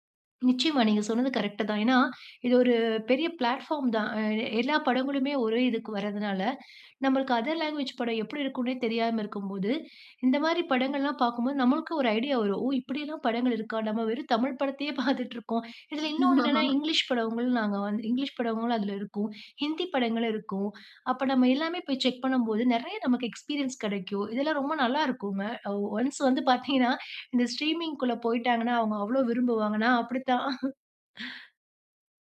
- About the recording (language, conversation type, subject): Tamil, podcast, ஸ்ட்ரீமிங் தளங்கள் சினிமா அனுபவத்தை எவ்வாறு மாற்றியுள்ளன?
- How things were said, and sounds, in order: in English: "பிளாட்பார்ம்"; in English: "அதர் லாங்குவேஜ்"; laughing while speaking: "தமிழ் படத்தயே பார்த்துட்டுருக்கோம்"; laugh; in English: "எக்ஸ்பீரியன்ஸ்"; chuckle; in English: "ஸ்ட்ரீமிங்க்குள்ள"